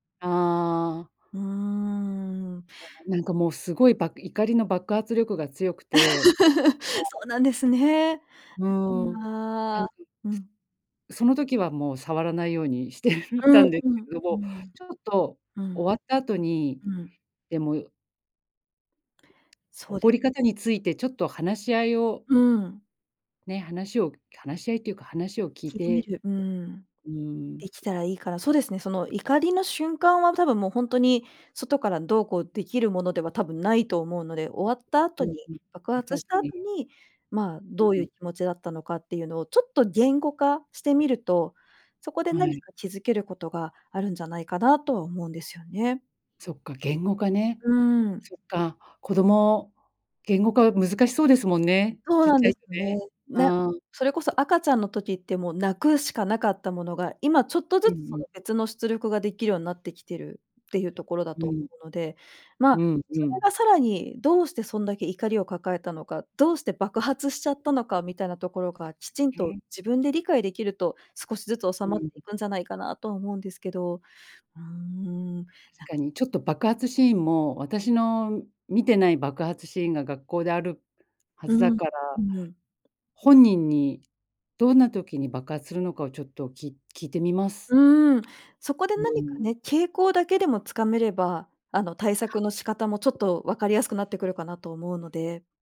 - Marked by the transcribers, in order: laugh; laughing while speaking: "してたんですけども"; unintelligible speech; other background noise
- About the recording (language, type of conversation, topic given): Japanese, advice, 感情をため込んで突然爆発する怒りのパターンについて、どのような特徴がありますか？